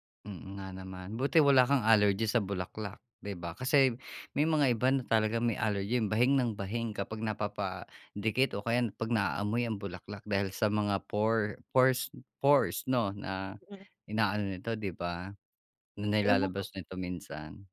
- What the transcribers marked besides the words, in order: none
- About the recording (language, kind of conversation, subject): Filipino, podcast, Ano ang paborito mong alaala mula sa pistang napuntahan mo?